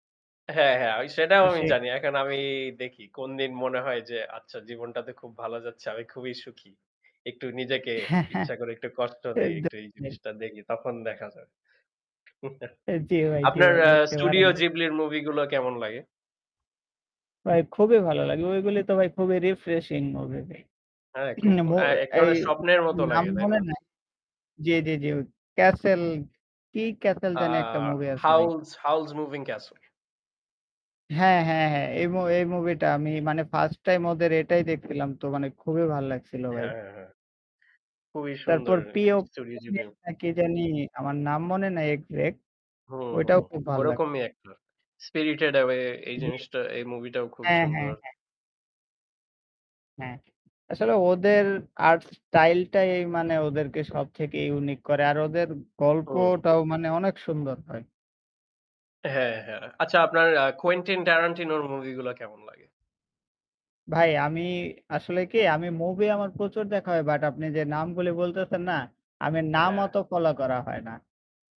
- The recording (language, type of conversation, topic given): Bengali, unstructured, কোন সিনেমার সংলাপগুলো আপনার মনে দাগ কেটেছে?
- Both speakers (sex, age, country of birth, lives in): male, 20-24, Bangladesh, Bangladesh; male, 25-29, Bangladesh, Bangladesh
- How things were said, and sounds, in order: wind; distorted speech; chuckle; in English: "স্টুডিও জিবলি"; throat clearing; tapping; unintelligible speech